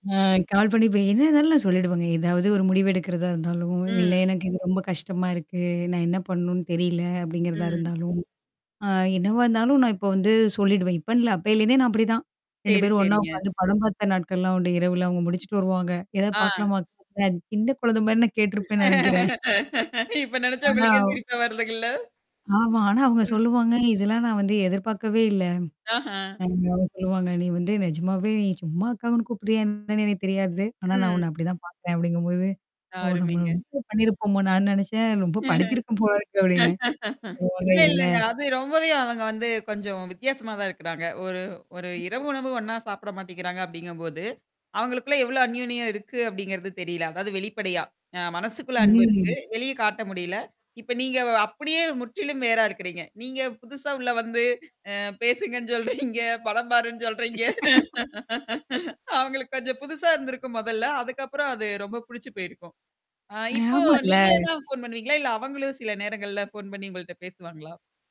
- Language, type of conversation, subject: Tamil, podcast, உங்கள் துணையின் குடும்பத்துடன் உள்ள உறவுகளை நீங்கள் எவ்வாறு நிர்வகிப்பீர்கள்?
- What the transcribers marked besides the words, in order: static; other background noise; distorted speech; unintelligible speech; laugh; laughing while speaking: "இப்ப நெனச்சா உங்களுக்கே சிரிப்பா வருதுங்கல்ல?"; unintelligible speech; laugh; drawn out: "ம்"; laughing while speaking: "பேசுங்கன்னு சொல்றீங்க, படம் பாருன்னு சொல்றீங்க"; laugh; in English: "ஃபோன்"; in English: "ஃபோன்"